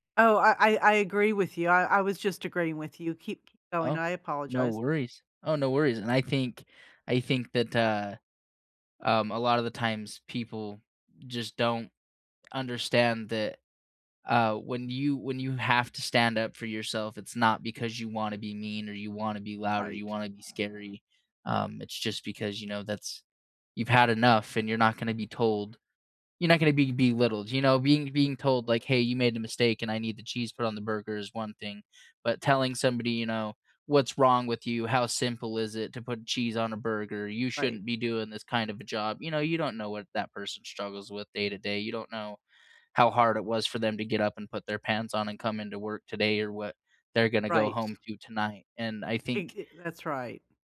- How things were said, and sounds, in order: none
- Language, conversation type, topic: English, unstructured, What is the best way to stand up for yourself?